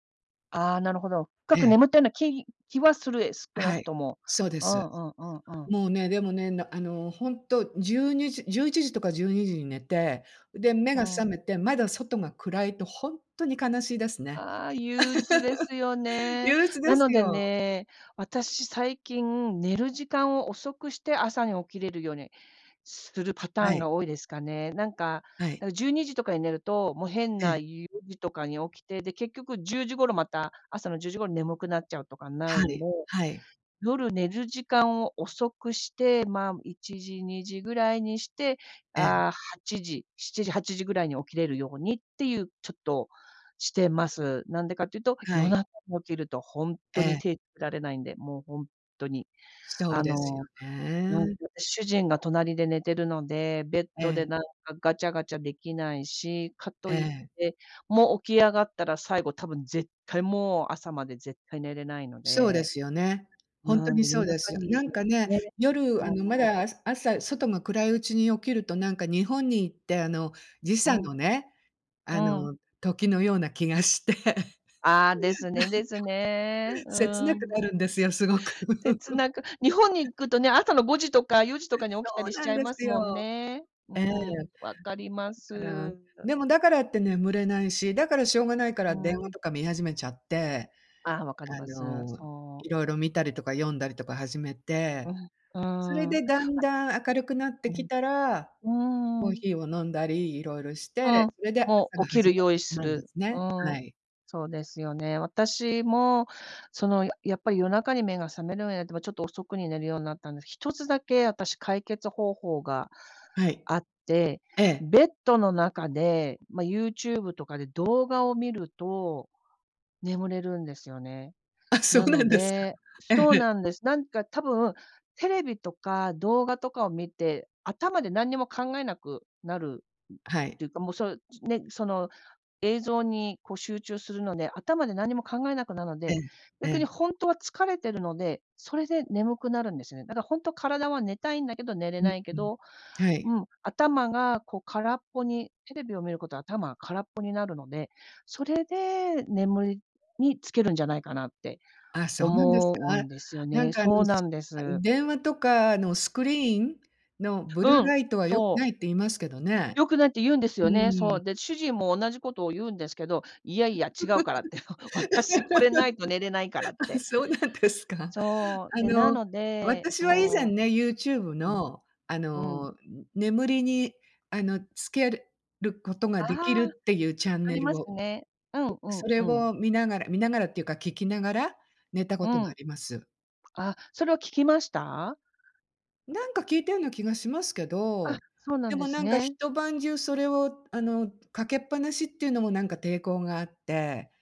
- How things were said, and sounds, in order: other background noise; laugh; unintelligible speech; laughing while speaking: "気がしてなんか"; chuckle; other noise; laughing while speaking: "あ、そうなんですか。ええ"; tapping; laugh; laughing while speaking: "あ、そうなんですか"; laughing while speaking: "違うからって、私これないと"
- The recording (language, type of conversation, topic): Japanese, unstructured, 睡眠はあなたの気分にどんな影響を与えますか？